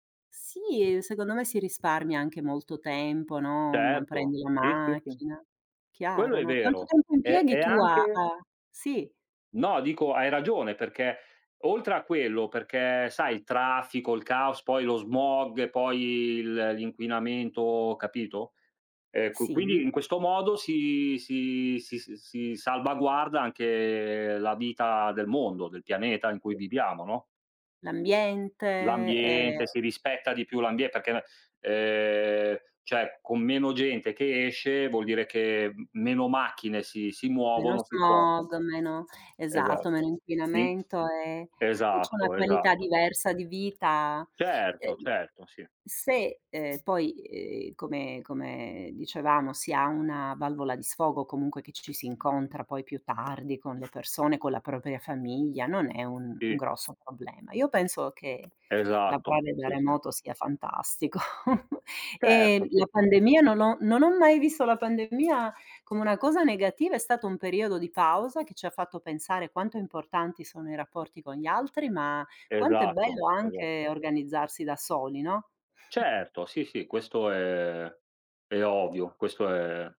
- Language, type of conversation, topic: Italian, unstructured, Qual è la tua opinione sul lavoro da remoto dopo la pandemia?
- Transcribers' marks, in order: other background noise; drawn out: "anche"; tapping; chuckle; chuckle